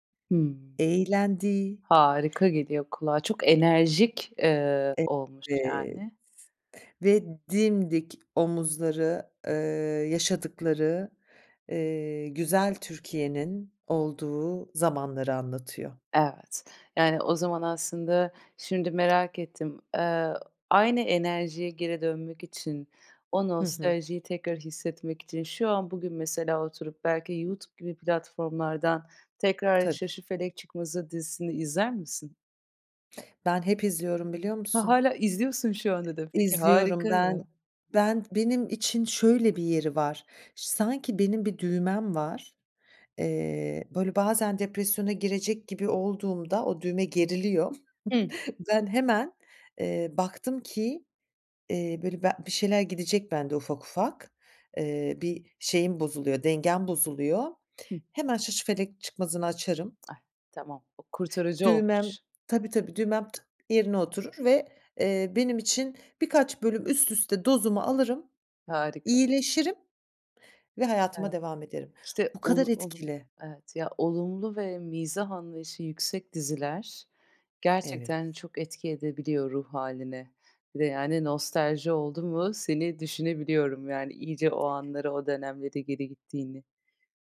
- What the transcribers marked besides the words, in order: other background noise; tapping; giggle; other noise
- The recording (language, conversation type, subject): Turkish, podcast, Nostalji neden bu kadar insanı cezbediyor, ne diyorsun?